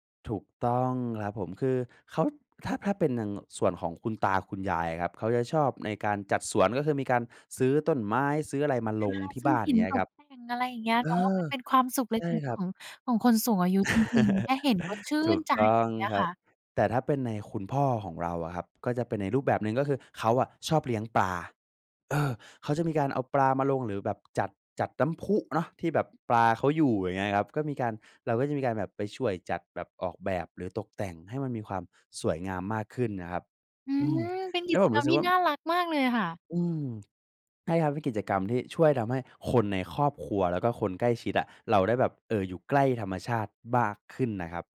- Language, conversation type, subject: Thai, podcast, มีวิธีง่ายๆ อะไรบ้างที่ช่วยให้เราใกล้ชิดกับธรรมชาติมากขึ้น?
- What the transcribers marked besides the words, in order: laugh; tapping; "มาก" said as "บ้าก"